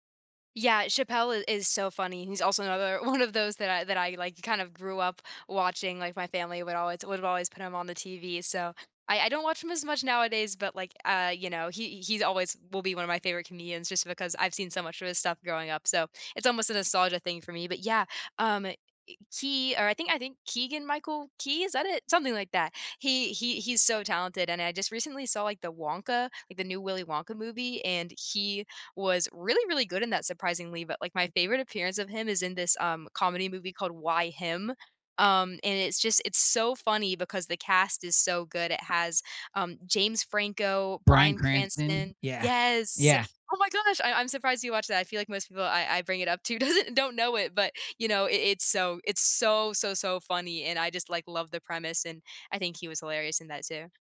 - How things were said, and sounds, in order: laughing while speaking: "one"; laughing while speaking: "doesn't"
- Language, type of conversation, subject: English, unstructured, What’s the funniest show, movie, or clip you watched this year, and why should I watch it too?
- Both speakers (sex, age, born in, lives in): female, 20-24, United States, United States; male, 40-44, United States, United States